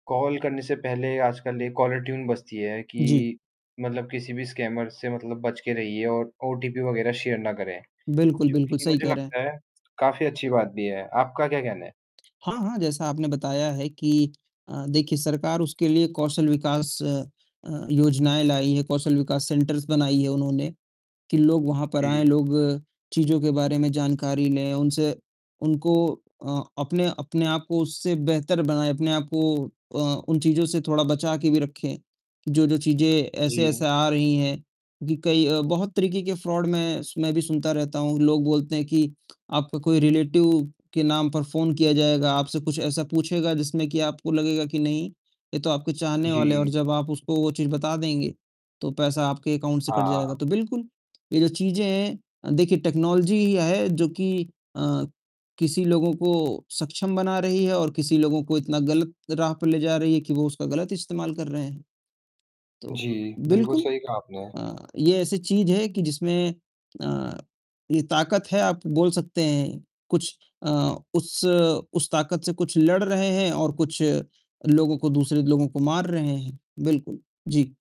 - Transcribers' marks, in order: in English: "कॉलर ट्यून"; distorted speech; in English: "स्कैमर"; in English: "शेयर"; tapping; in English: "सेंटर्स"; in English: "फ्रॉड"; lip smack; in English: "रिलेटिव"; in English: "अकाउंट"; in English: "टेक्नोलॉज़ी"
- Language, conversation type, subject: Hindi, unstructured, क्या उन्नत प्रौद्योगिकी से बेरोजगारी बढ़ रही है?